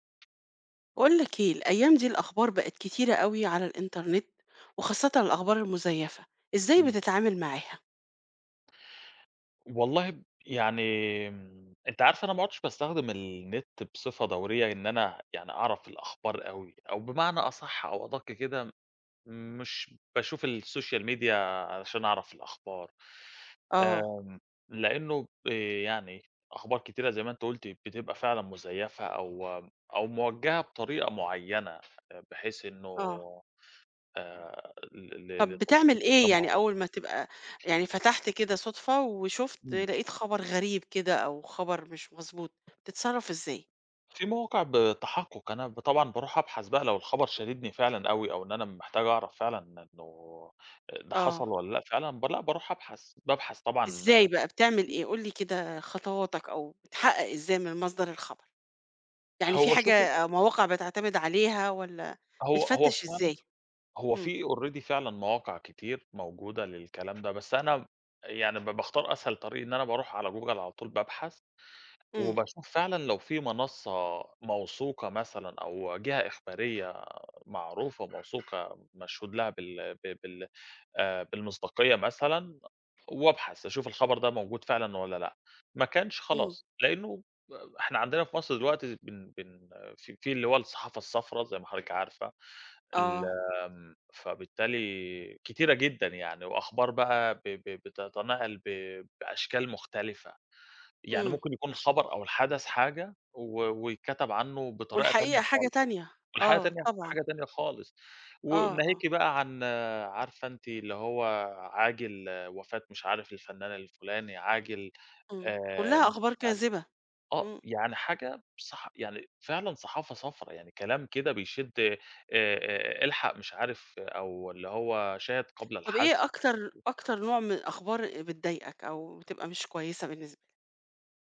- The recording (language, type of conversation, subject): Arabic, podcast, إزاي بتتعامل مع الأخبار الكدابة على الإنترنت؟
- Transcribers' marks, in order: tapping; in English: "الSocial media"; other background noise; other noise; in English: "already"; unintelligible speech